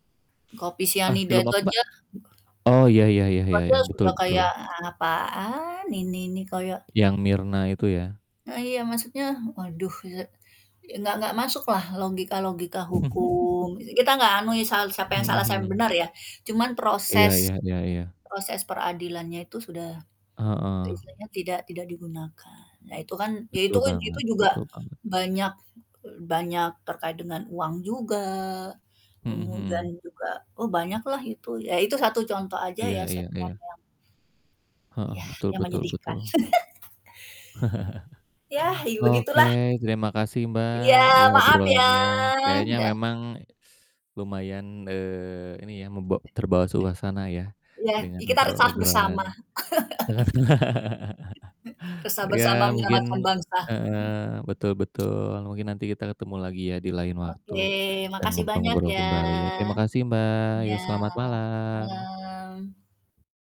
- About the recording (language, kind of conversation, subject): Indonesian, unstructured, Bagaimana perasaanmu saat melihat pejabat hidup mewah dari uang rakyat?
- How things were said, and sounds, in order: static; chuckle; drawn out: "hukum"; laugh; tapping; chuckle; drawn out: "ya"; teeth sucking; other background noise; chuckle; laugh; other noise; chuckle; drawn out: "ya"